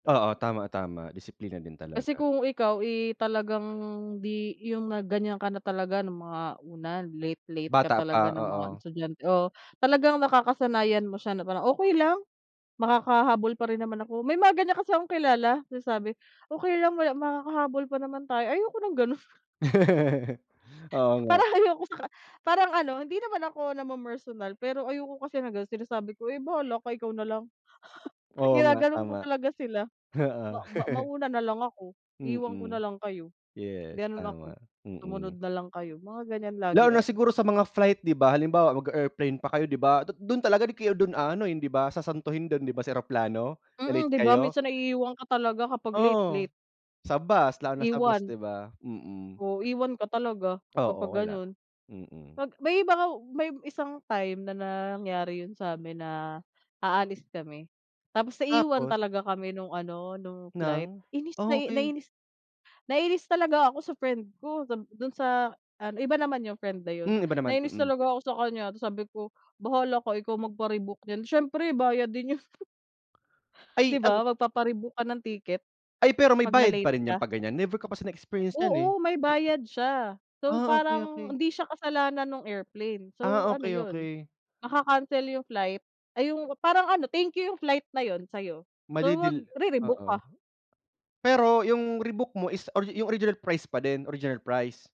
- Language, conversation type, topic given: Filipino, unstructured, Ano ang masasabi mo sa mga taong laging nahuhuli sa takdang oras ng pagkikita?
- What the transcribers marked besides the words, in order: tapping; chuckle; chuckle; other background noise; chuckle